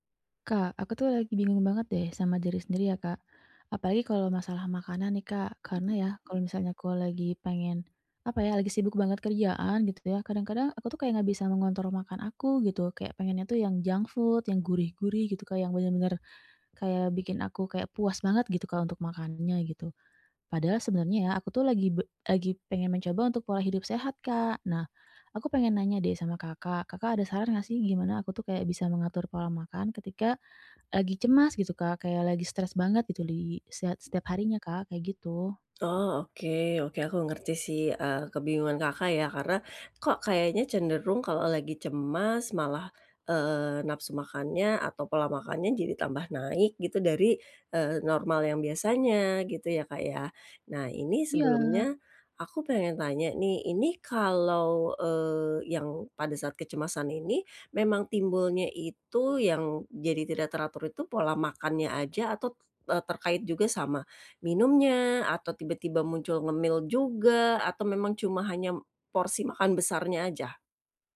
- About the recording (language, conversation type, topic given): Indonesian, advice, Bagaimana saya bisa menata pola makan untuk mengurangi kecemasan?
- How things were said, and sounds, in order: other background noise; in English: "junk food"; tapping